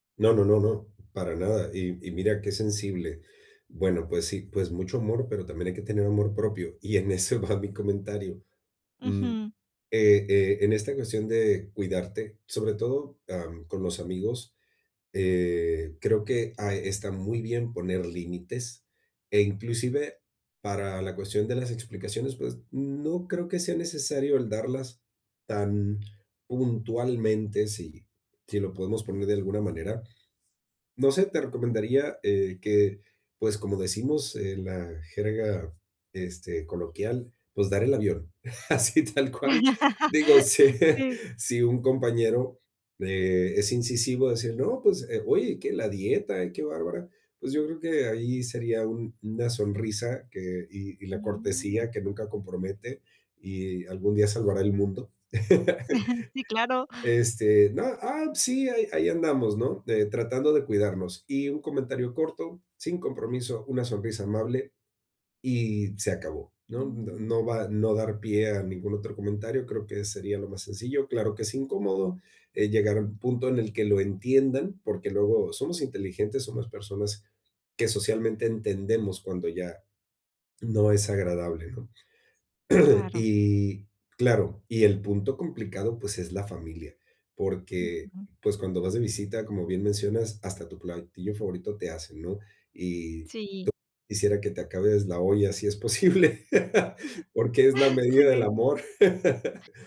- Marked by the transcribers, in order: laughing while speaking: "y en ese va mi"; tapping; other background noise; laughing while speaking: "así tal cual"; laughing while speaking: "si"; laugh; laugh; chuckle; throat clearing; laughing while speaking: "posible"; chuckle; laugh
- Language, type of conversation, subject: Spanish, advice, ¿Cómo puedo manejar la presión social para comer cuando salgo con otras personas?